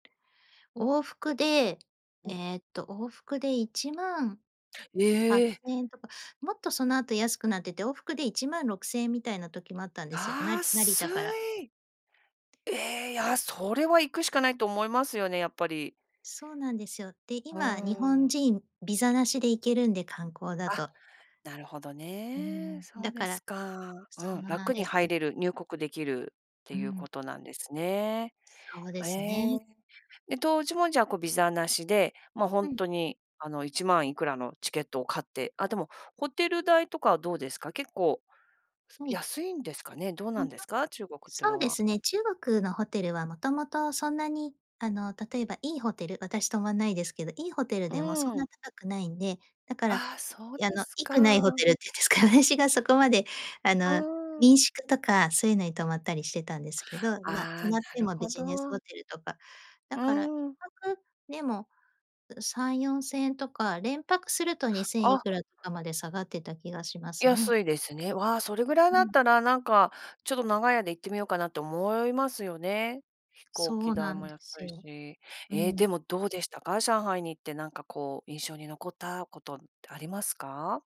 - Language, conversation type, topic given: Japanese, podcast, 最近の旅で一番印象に残った出来事は何ですか？
- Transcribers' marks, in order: tapping; laughing while speaking: "っていうんですか？私が"; other background noise